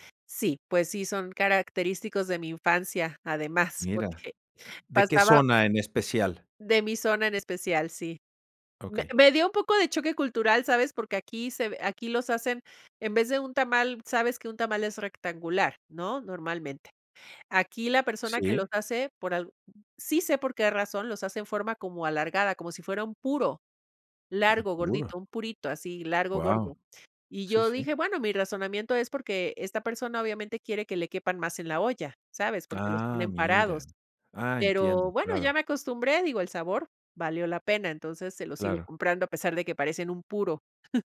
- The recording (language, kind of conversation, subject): Spanish, podcast, ¿Cómo describirías el platillo que más te define culturalmente?
- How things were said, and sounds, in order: chuckle